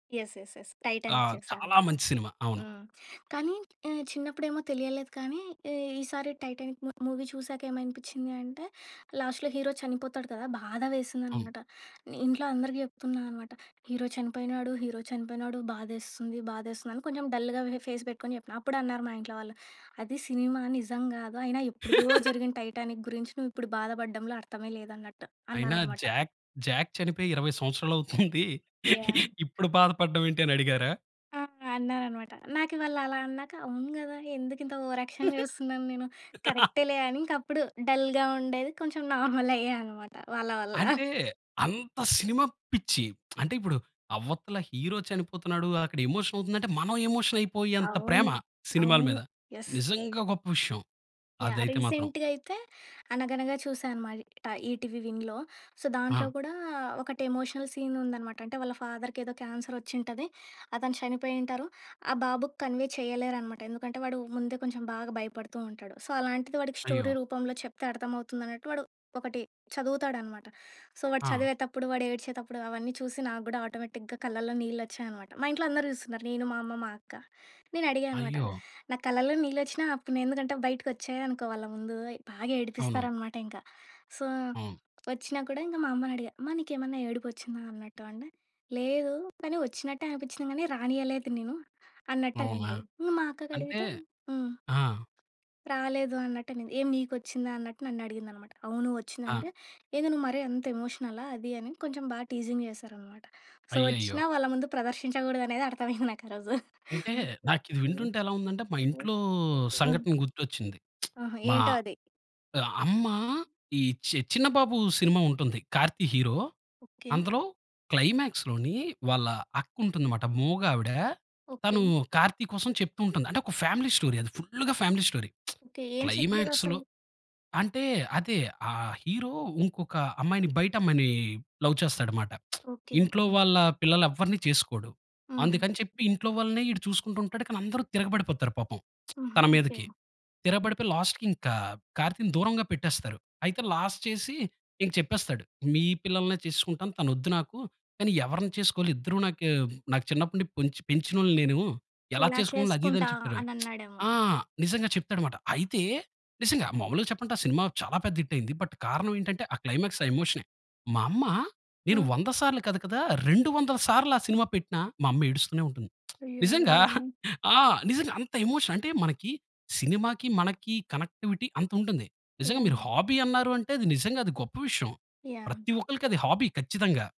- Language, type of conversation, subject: Telugu, podcast, మధ్యలో వదిలేసి తర్వాత మళ్లీ పట్టుకున్న అభిరుచి గురించి చెప్పగలరా?
- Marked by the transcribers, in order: in English: "యెస్! యెస్! యెస్!"; in English: "మూవీ"; in English: "లాస్ట్‌లో"; other background noise; in English: "డల్‌గా"; in English: "ఫేస్"; giggle; chuckle; in English: "ఓవర్ యాక్షన్"; laugh; in English: "డల్‌గా"; laughing while speaking: "కొంచెం నార్మల్ అయ్యాఅన్నమాట వాళ్ళ వల్ల"; in English: "నార్మల్"; lip smack; in English: "ఎమోషన్"; in English: "ఎమోషన్"; in English: "యెస్!"; in English: "రీసెంట్‌గా"; in English: "సో"; in English: "ఎమోషనల్ సీన్"; in English: "ఫాదర్"; in English: "కన్వే"; in English: "సో"; in English: "స్టోరీ"; in English: "సో"; in English: "ఆటోమేటిక్‌గా"; in English: "సో"; tapping; in English: "టీజింగ్"; in English: "సో"; giggle; background speech; lip smack; in English: "క్లైమాక్స్‌లోని"; in English: "ఫ్యామిలీ స్టోరీ"; in English: "ఫ్యామిలీ స్టోరీ క్లైమాక్స్‌లో"; lip smack; in English: "లవ్"; lip smack; lip smack; in English: "లాస్ట్‌కి"; in English: "లాస్ట్"; lip smack; in English: "బట్"; in English: "క్లైమాక్స్"; lip smack; chuckle; in English: "ఎమోషన్"; in English: "కనెక్టివిటీ"; in English: "హాబీ"; in English: "హాబీ"